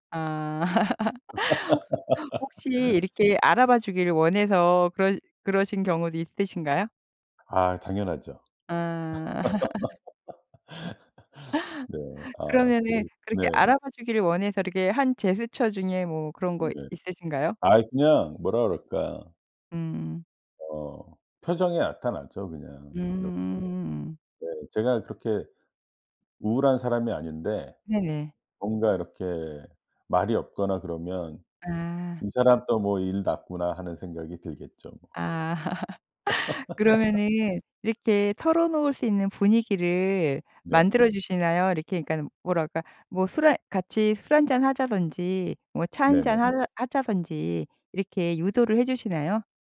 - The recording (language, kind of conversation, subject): Korean, podcast, 실패로 인한 죄책감은 어떻게 다스리나요?
- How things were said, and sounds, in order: laugh; other background noise; laugh; laugh